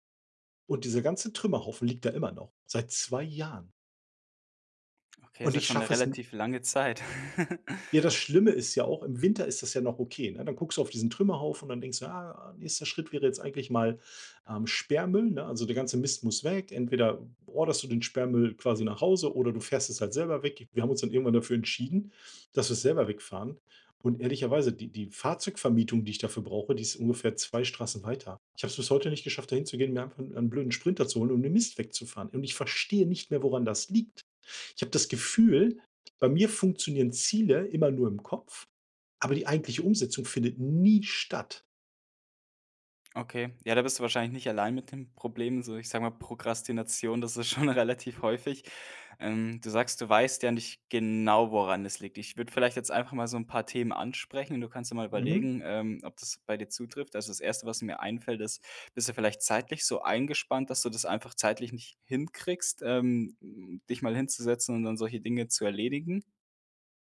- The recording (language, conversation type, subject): German, advice, Warum fällt es dir schwer, langfristige Ziele konsequent zu verfolgen?
- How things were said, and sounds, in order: other background noise; chuckle; stressed: "nie"; laughing while speaking: "schon"